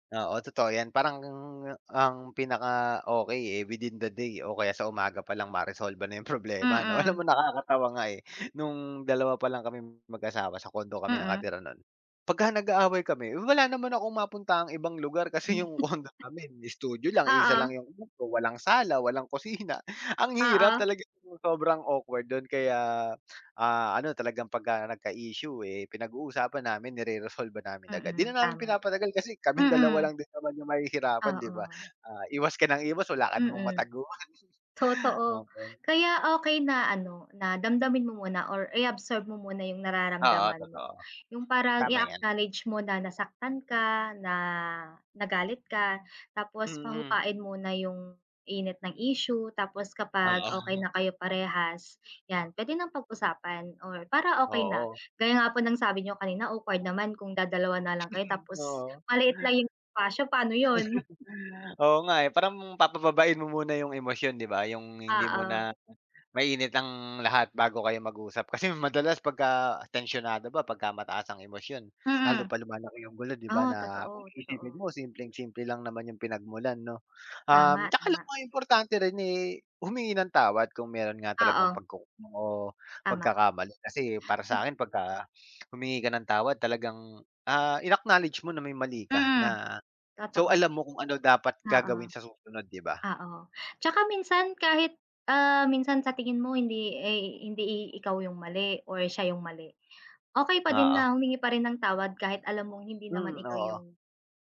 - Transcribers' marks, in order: laughing while speaking: "Alam mo nakakatawa nga"; tapping; chuckle; other background noise; laughing while speaking: "kusina"; chuckle; chuckle; chuckle
- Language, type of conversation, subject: Filipino, unstructured, Paano mo ipinapakita ang pagmamahal sa iyong pamilya araw-araw?